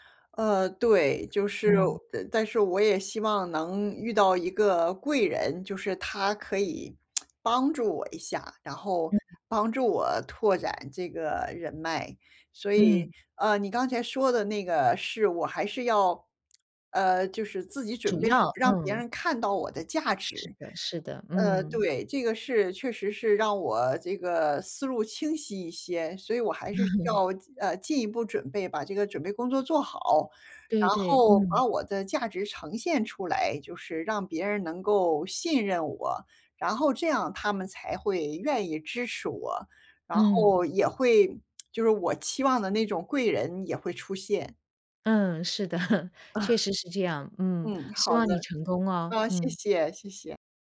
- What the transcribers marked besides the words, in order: tsk; other background noise; chuckle; tsk; laughing while speaking: "是的"; chuckle
- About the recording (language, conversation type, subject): Chinese, advice, 我該如何建立一個能支持我走出新路的支持性人際網絡？